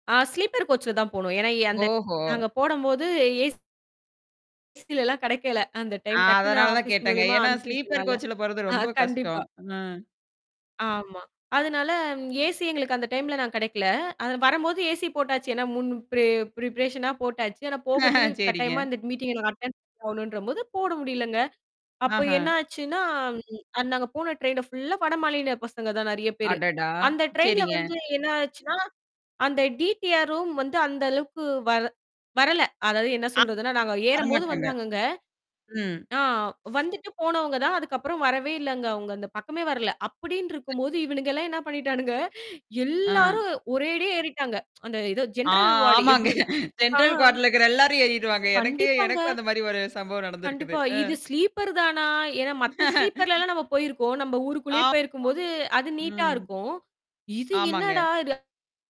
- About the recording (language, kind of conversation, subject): Tamil, podcast, பயணத்தின் போது மொழிப் பிரச்சனை ஏற்பட்டபோது, அந்த நபர் உங்களுக்கு எப்படி உதவினார்?
- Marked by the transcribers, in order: in English: "ஸ்லீப்பர் கோச்ல"; distorted speech; in English: "ஆஃபீஸ்"; in English: "ஸ்லீப்பர் கோச்ல"; "அனுப்பி விட்டனால" said as "அன்பூட்டனால"; in English: "ஏசி"; in English: "டைம்ல"; in English: "ஏசி"; other background noise; in English: "ப்ரிபரேஷனா"; chuckle; in English: "மீட்டிங்ல"; in English: "அட்டெண்ட்"; other noise; swallow; in English: "ட்ரெயின் ஃபுல்லா"; "வாடா மாநில" said as "வடமாளின"; in English: "ட்ரெயின்ல"; in English: "டிடிஆர் ரும்"; static; unintelligible speech; laughing while speaking: "என்னா பண்ணிட்டானுங்க?"; laughing while speaking: "ஆமாங்க. ஜெனரல் குவார்டுல இருக்கிற எல்லாரும் ஏறிருவாங்க"; in English: "ஜெனரல் வார்டு"; in English: "ஜெனரல் குவார்டுல"; "கம்பார்ட்மெண்ட்ல" said as "குவார்டுல"; in English: "ஸ்லீப்பர்"; laugh; in English: "ஸ்லீப்பர்லலாம்"; surprised: "இது என்னடா? இது?"